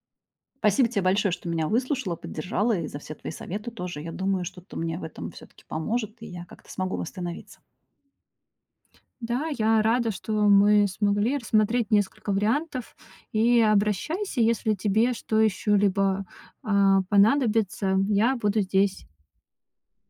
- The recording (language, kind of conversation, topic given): Russian, advice, Как внезапная болезнь или травма повлияла на ваши возможности?
- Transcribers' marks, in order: tapping